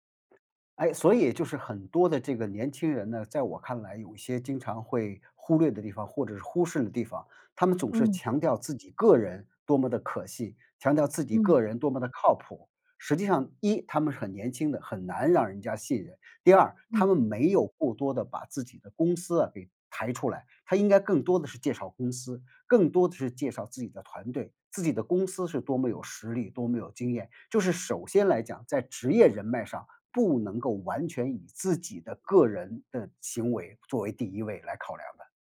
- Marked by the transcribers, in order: other background noise
- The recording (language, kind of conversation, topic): Chinese, podcast, 转行后怎样重新建立职业人脉？